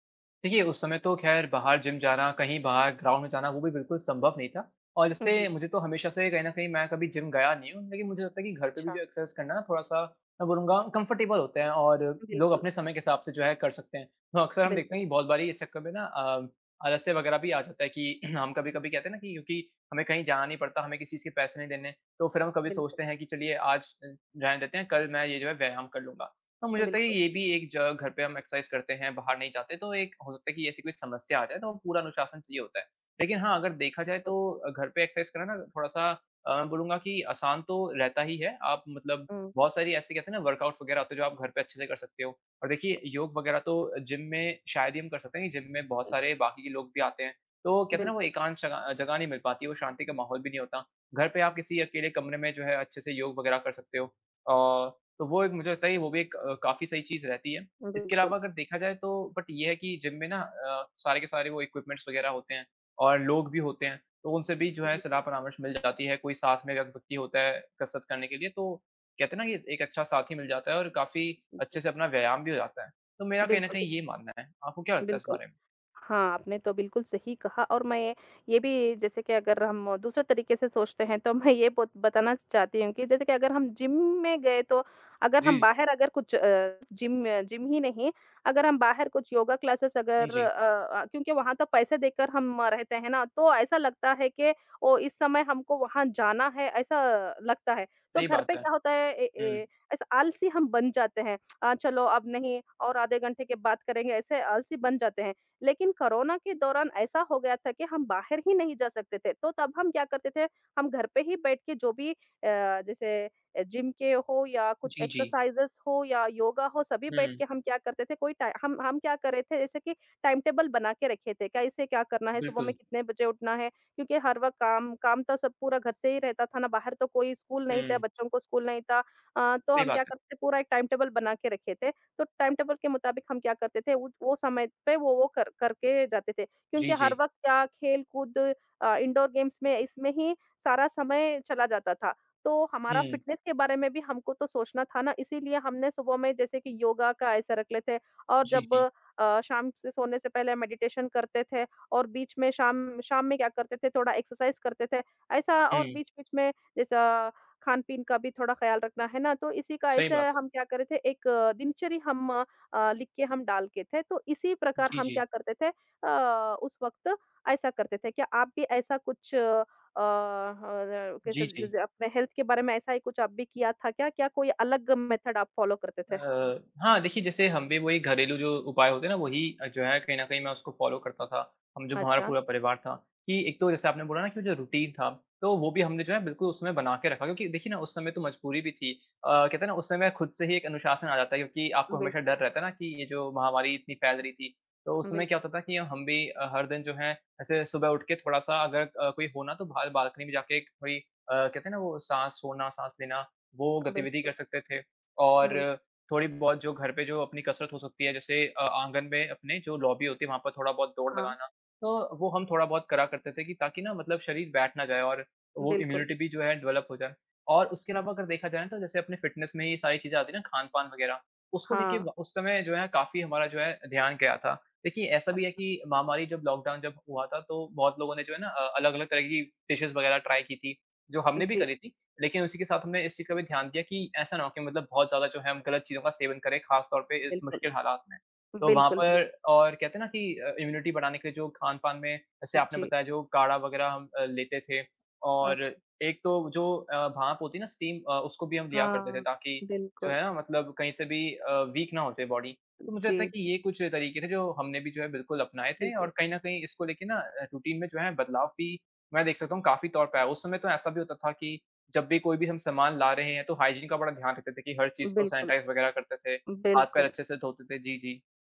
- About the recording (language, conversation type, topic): Hindi, unstructured, क्या कोरोना के बाद आपकी फिटनेस दिनचर्या में कोई बदलाव आया है?
- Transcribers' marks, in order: in English: "ग्राउंड"; in English: "एक्सरसाइज़"; in English: "कम्फ़र्टेबल"; laughing while speaking: "तो"; throat clearing; in English: "एक्सरसाइज़"; in English: "एक्सरसाइज़"; in English: "वर्कआउट"; unintelligible speech; in English: "बट"; in English: "इक्विपमेंट्स"; in English: "मैं"; in English: "क्लासेस"; tapping; in English: "एक्सरसाइज़ेज़"; in English: "टाइम टेबल"; in English: "टाइम टेबल"; in English: "टाइम टेबल"; in English: "इंडोर गेम्स"; in English: "फ़िटनेस"; in English: "मेडिटेशन"; in English: "एक्सरसाइज़"; "डालते" said as "डालके"; unintelligible speech; in English: "हेल्थ"; in English: "मेथड"; in English: "फ़ॉलो"; in English: "फ़ॉलो"; in English: "रुटीन"; in English: "लॉबी"; in English: "इम्यूनिटी"; in English: "डेवलप"; other background noise; in English: "फ़िटनेस"; in English: "लॉकडाउन"; in English: "डिशेज़"; in English: "ट्राय"; in English: "इम्यूनिटी"; in English: "स्टीम"; in English: "वीक"; in English: "बॉडी"; in English: "रुटीन"; in English: "हाइजीन"; in English: "सैनिटाइज़"